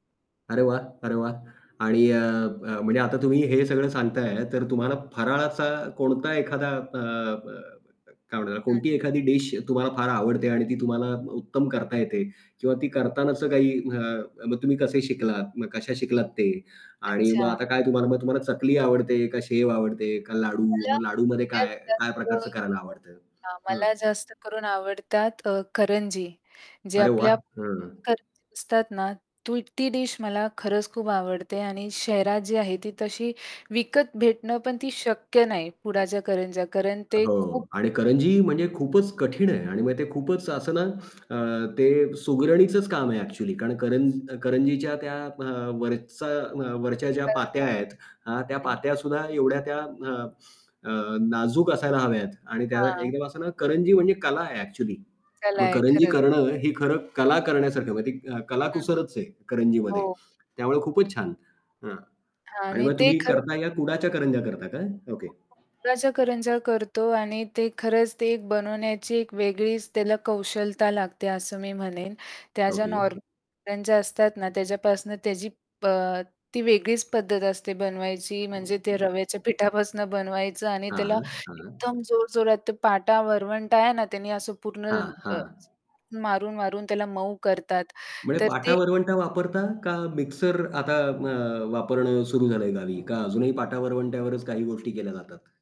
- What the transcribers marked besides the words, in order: static; unintelligible speech; unintelligible speech; mechanical hum; distorted speech; unintelligible speech; tapping; unintelligible speech
- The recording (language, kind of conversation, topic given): Marathi, podcast, तुम्ही गावातल्या एखाद्या उत्सवात सहभागी झाल्याची गोष्ट सांगाल का?